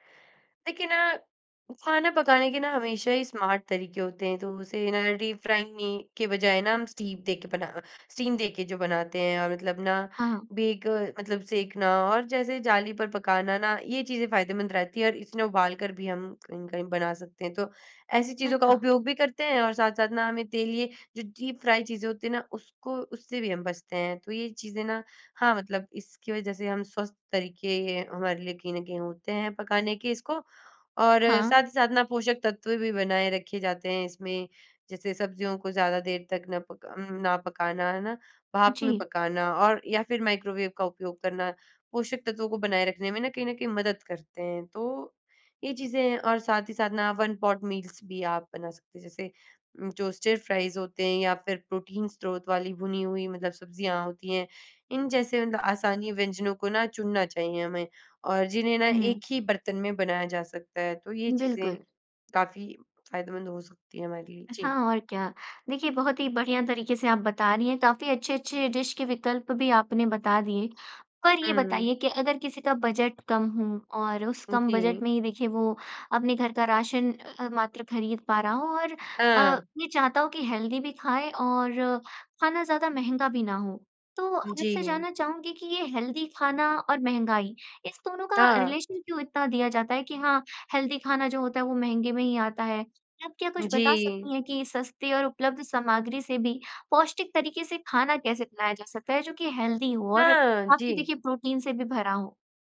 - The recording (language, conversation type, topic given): Hindi, podcast, घर में पौष्टिक खाना बनाना आसान कैसे किया जा सकता है?
- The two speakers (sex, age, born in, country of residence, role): female, 20-24, India, India, guest; female, 20-24, India, India, host
- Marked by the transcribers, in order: in English: "स्मार्ट"; in English: "डीप फ्राइंग मी"; in English: "स्टीम"; in English: "स्टीम"; in English: "बेक"; tongue click; in English: "डीप फ्राय"; in English: "वन पॉट मील्स"; in English: "टोस्टेड फ्राइज़"; in English: "डिश"; in English: "हेल्दी"; in English: "हेल्दी"; in English: "रिलेशन"; in English: "हेल्दी"; in English: "हेल्दी"